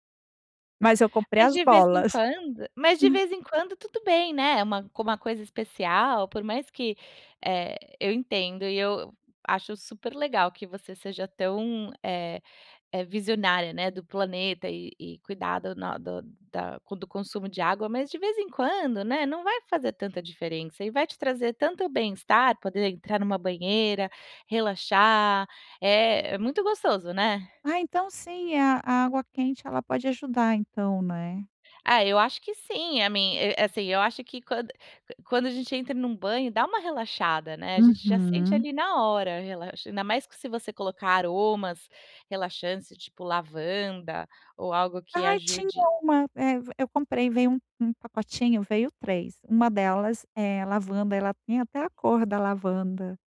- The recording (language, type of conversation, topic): Portuguese, advice, Como a ansiedade atrapalha seu sono e seu descanso?
- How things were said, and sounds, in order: other noise